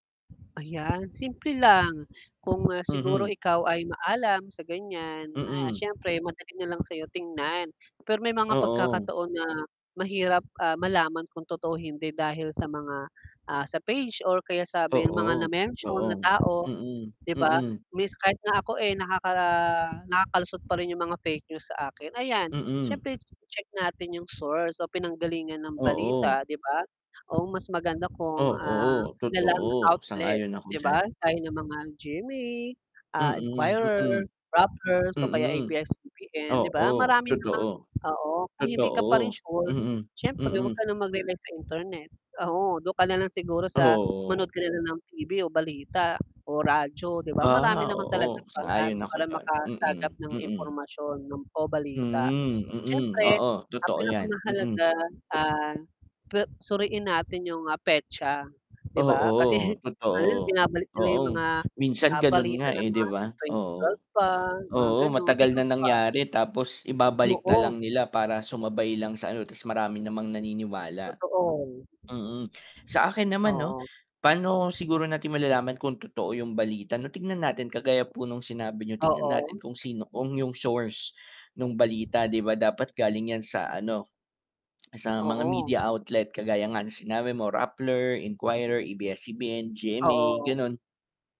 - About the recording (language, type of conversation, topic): Filipino, unstructured, Ano ang palagay mo sa pagdami ng huwad na balita sa internet?
- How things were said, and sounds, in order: other background noise; static; mechanical hum; distorted speech; drawn out: "Ah"; tongue click